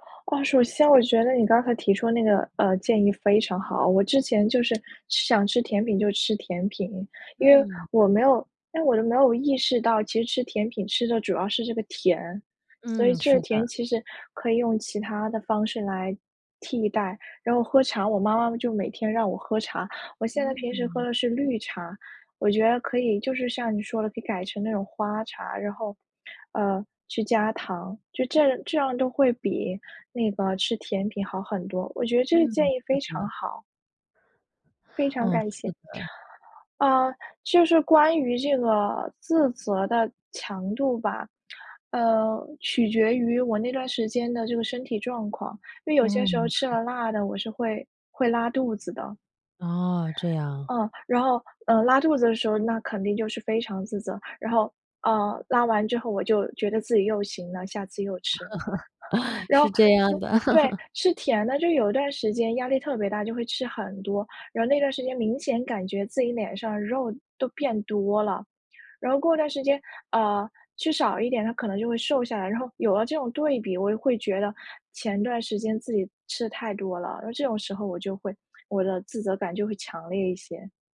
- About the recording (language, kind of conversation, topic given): Chinese, advice, 吃完饭后我常常感到内疚和自责，该怎么走出来？
- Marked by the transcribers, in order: other background noise; laugh; laughing while speaking: "是这样的"; chuckle; laugh